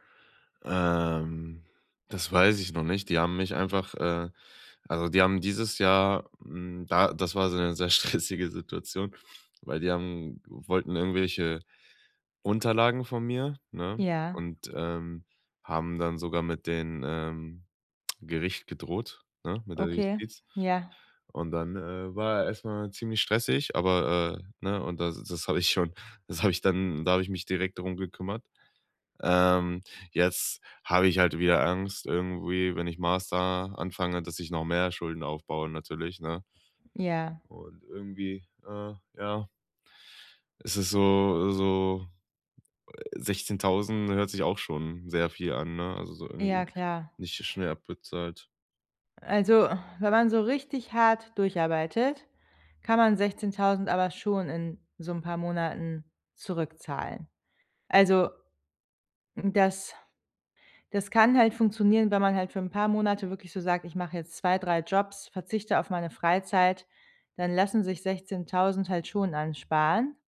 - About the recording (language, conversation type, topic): German, advice, Wie kann ich meine Schulden unter Kontrolle bringen und wieder finanziell sicher werden?
- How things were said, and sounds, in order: drawn out: "Ähm"; lip smack